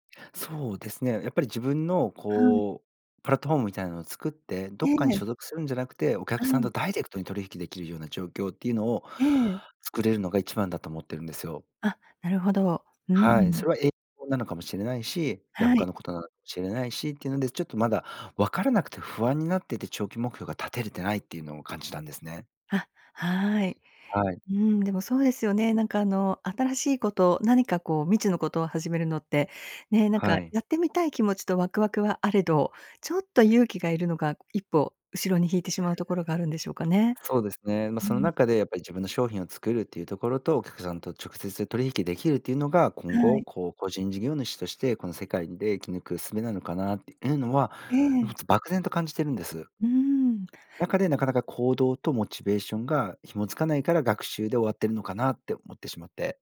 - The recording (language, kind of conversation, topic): Japanese, advice, 長期的な目標に向けたモチベーションが続かないのはなぜですか？
- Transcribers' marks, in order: other noise